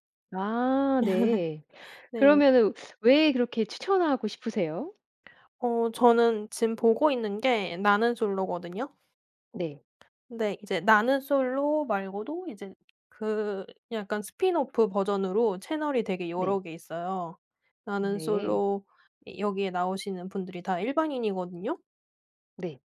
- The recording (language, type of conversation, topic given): Korean, podcast, 누군가에게 추천하고 싶은 도피용 콘텐츠는?
- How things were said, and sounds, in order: laugh; teeth sucking; tapping; in English: "스핀오프 버전으로"